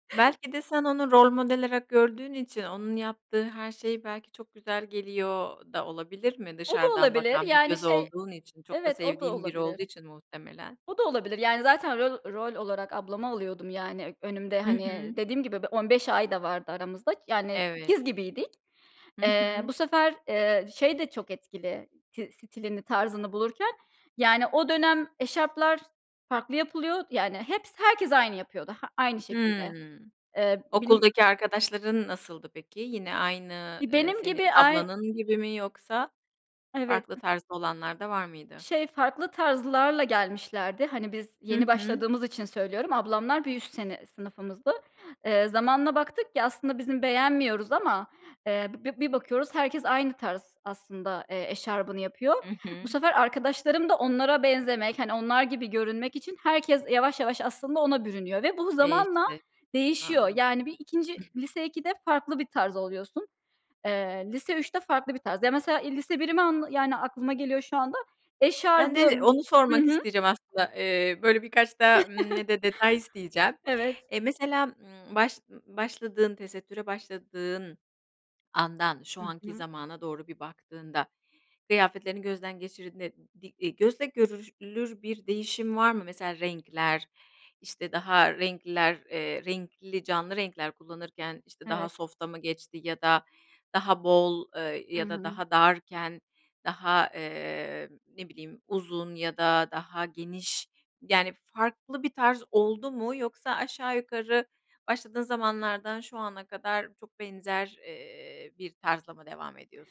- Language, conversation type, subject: Turkish, podcast, Tarzın zaman içinde nasıl değişti ve neden böyle oldu?
- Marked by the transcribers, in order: other background noise; chuckle; tapping; in English: "soft'a"